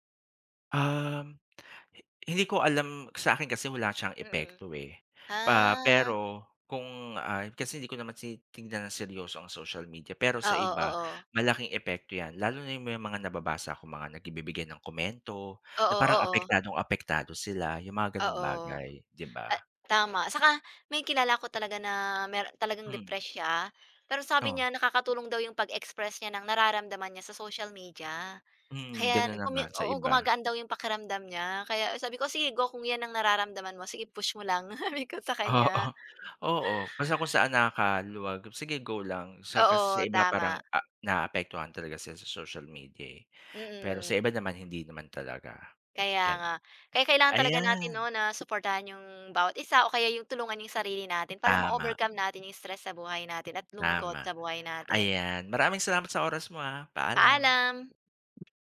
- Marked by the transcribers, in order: tapping; in English: "depressed"; door; laughing while speaking: "Oo"; laughing while speaking: "sabi"; other background noise
- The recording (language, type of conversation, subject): Filipino, unstructured, Paano mo nilalabanan ang stress sa pang-araw-araw, at ano ang ginagawa mo kapag nakakaramdam ka ng lungkot?